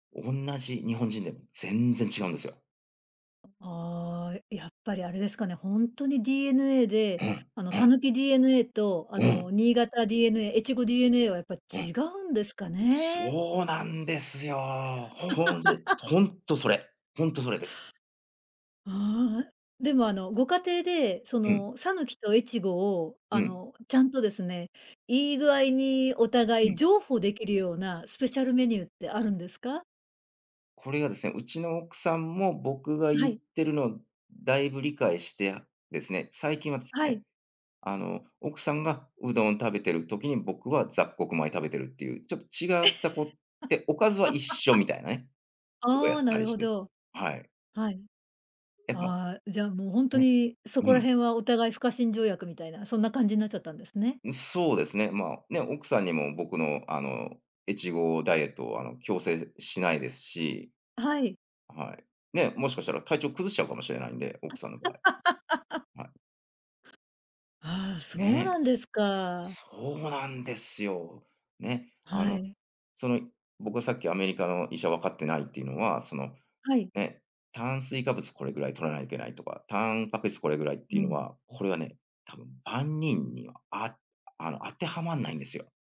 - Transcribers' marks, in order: other noise; other background noise; anticipating: "そうなんですよ。ほんで"; laugh; laugh; laugh
- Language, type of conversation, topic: Japanese, podcast, 食文化に関して、特に印象に残っている体験は何ですか?